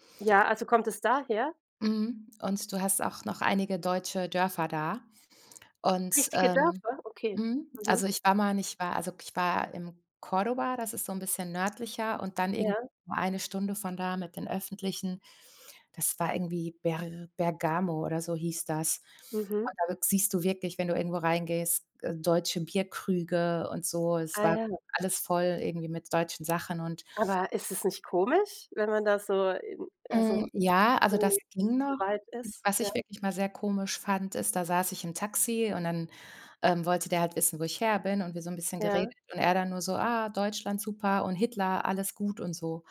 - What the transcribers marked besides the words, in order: unintelligible speech
- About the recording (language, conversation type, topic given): German, unstructured, Wie bist du auf Reisen mit unerwarteten Rückschlägen umgegangen?